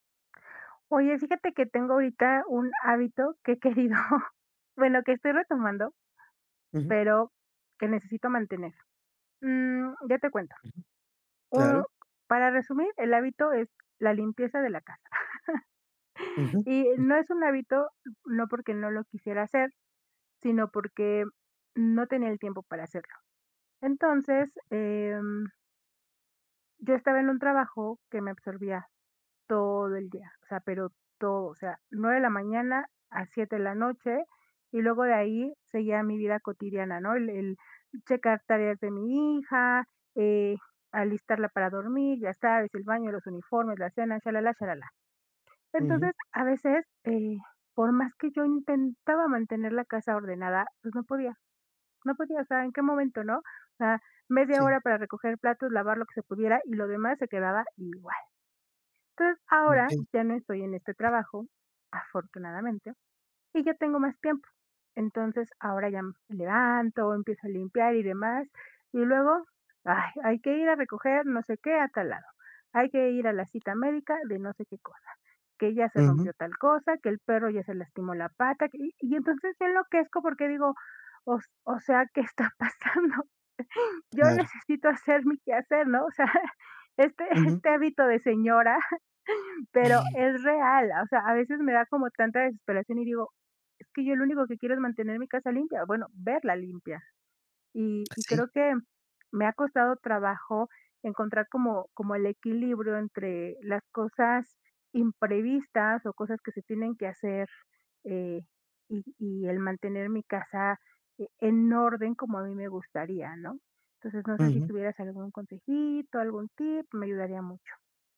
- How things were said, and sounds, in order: laughing while speaking: "he querido"; other background noise; tapping; chuckle; other noise; laughing while speaking: "O s o sea, ¿qué … hábito de señora"
- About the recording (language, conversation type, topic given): Spanish, advice, ¿Cómo puedo mantener mis hábitos cuando surgen imprevistos diarios?